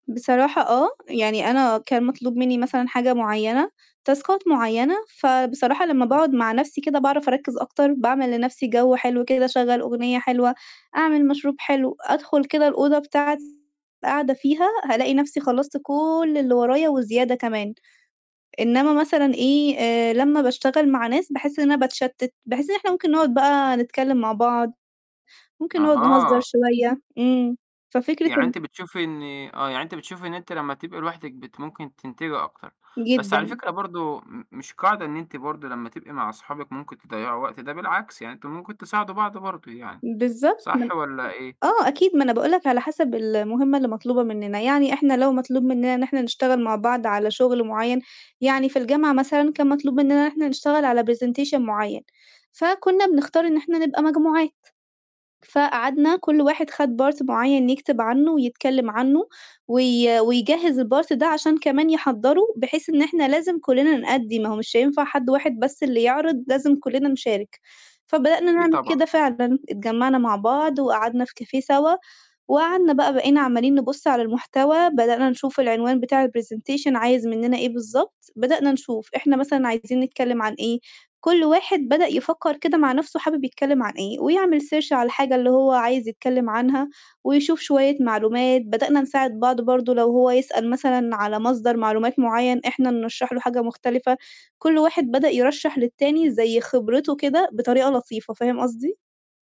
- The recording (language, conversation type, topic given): Arabic, podcast, بتحب تشتغل لوحدك ولا مع ناس، وليه؟
- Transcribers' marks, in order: in English: "تاسكات"; distorted speech; other noise; in English: "presentation"; in English: "part"; in English: "الpart"; in English: "كافيه"; in English: "الpresentation"; in English: "search"